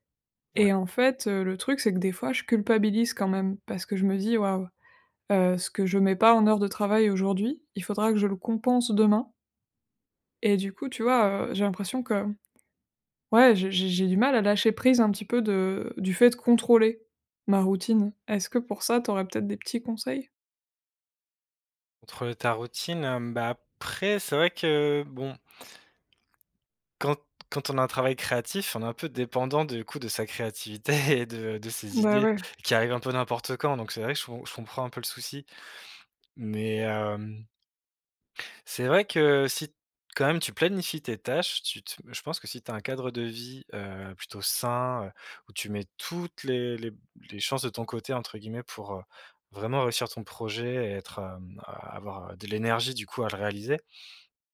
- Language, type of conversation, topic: French, advice, Comment la fatigue et le manque d’énergie sabotent-ils votre élan créatif régulier ?
- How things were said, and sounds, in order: stressed: "après"; chuckle; stressed: "toutes"